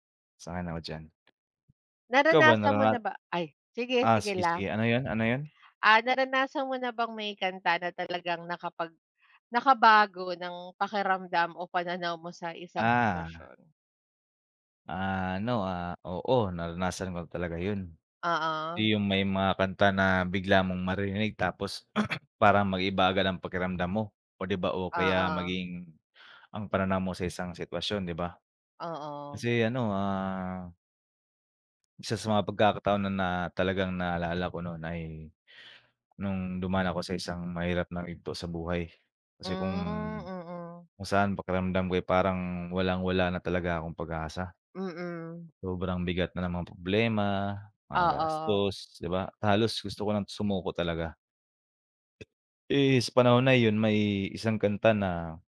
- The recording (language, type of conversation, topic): Filipino, unstructured, Paano nakaaapekto ang musika sa iyong araw-araw na buhay?
- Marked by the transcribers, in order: other background noise; cough